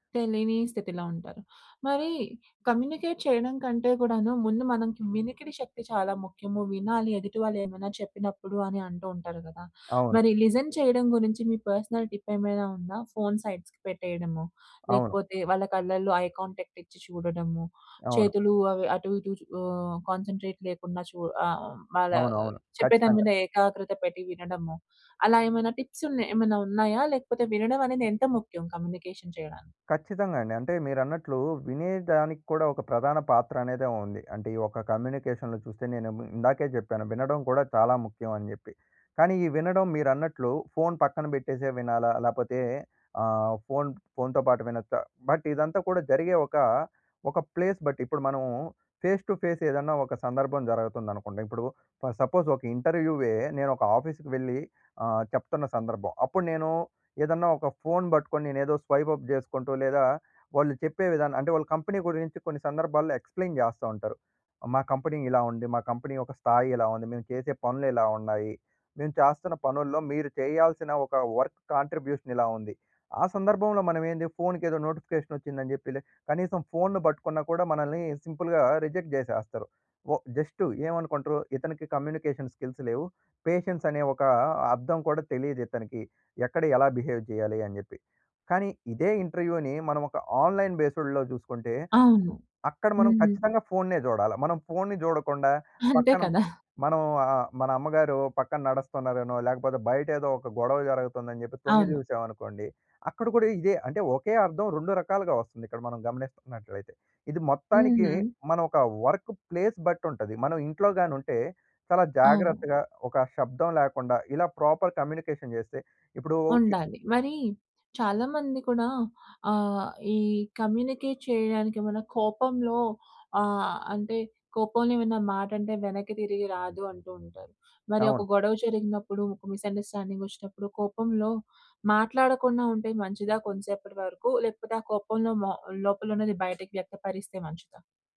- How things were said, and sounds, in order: in English: "కమ్యూనికేట్"; background speech; in English: "లిజన్"; in English: "పర్సనల్ టిప్"; in English: "సైడ్స్‌కి"; in English: "ఐ కాంటాక్ట్"; in English: "కాన్సంట్రేట్"; in English: "టిప్స్"; in English: "కమ్యూనికేషన్"; in English: "కమ్యూనికేషన్‌లో"; in English: "బట్"; in English: "ప్లేస్"; in English: "ఫేస్ టు ఫేస్"; in English: "ఫర్ సపోజ్"; in English: "ఆఫీస్‌కి"; in English: "స్వైప్ అప్"; in English: "కంపెనీ"; in English: "ఎక్స్‌ప్లేన్"; in English: "కంపెనీ"; in English: "కంపెనీ"; in English: "వర్క్ కాంట్రిబ్యూషన్"; in English: "నోటిఫికేషన్"; in English: "సింపుల్‌గా రిజెక్ట్"; in English: "కమ్యూనికేషన్ స్కిల్స్"; in English: "పేషెన్స్"; in English: "బిహేవ్"; in English: "ఇంటర్‌వ్యూని"; in English: "ఆన్‌లైన్ బేస్డ్‌లో"; chuckle; in English: "వర్క్ ప్లేస్"; in English: "ప్రాపర్ కమ్యూనికేషన్"; in English: "కమ్యూనికేట్"; in English: "మిస్‌అండర్‌స్టాండింగ్"; other background noise
- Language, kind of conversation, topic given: Telugu, podcast, బాగా సంభాషించడానికి మీ సలహాలు ఏవి?